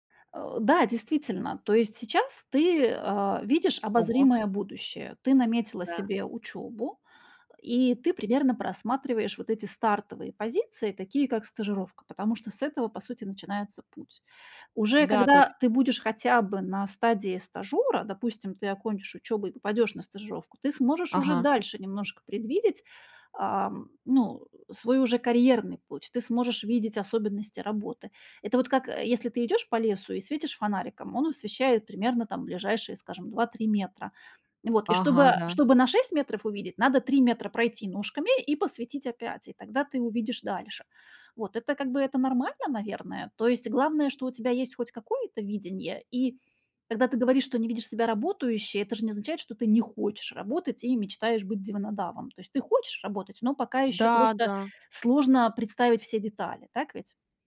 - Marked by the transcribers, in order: tapping
- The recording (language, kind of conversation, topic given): Russian, advice, Как мне найти дело или движение, которое соответствует моим ценностям?